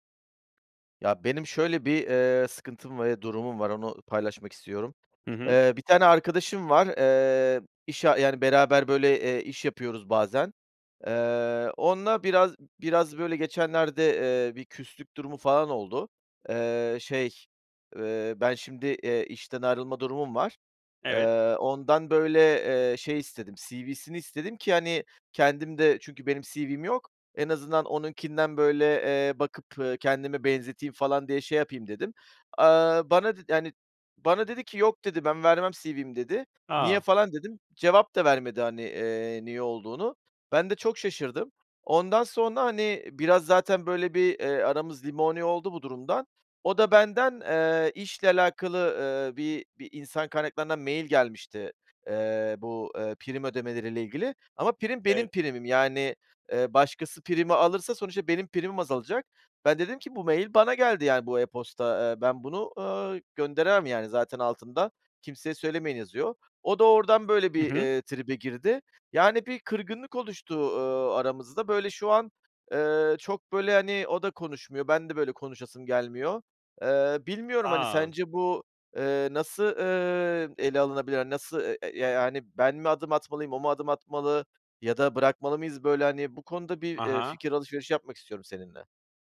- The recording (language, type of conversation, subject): Turkish, advice, Kırgın bir arkadaşımla durumu konuşup barışmak için nasıl bir yol izlemeliyim?
- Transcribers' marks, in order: other background noise; tapping